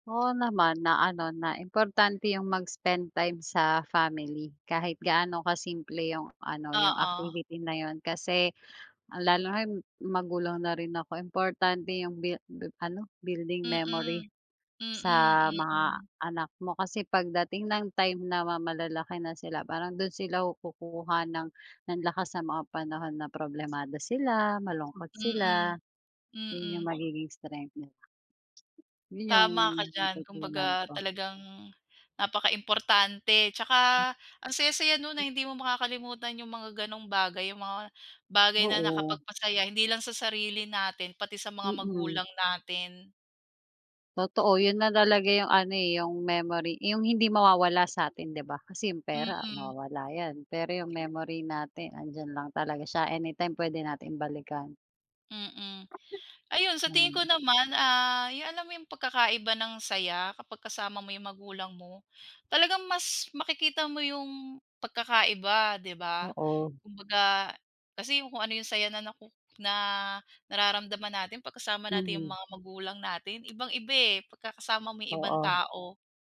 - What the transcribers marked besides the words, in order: in English: "building memory"; other background noise
- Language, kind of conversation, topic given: Filipino, unstructured, Ano ang pinakamasayang karanasan mo kasama ang iyong mga magulang?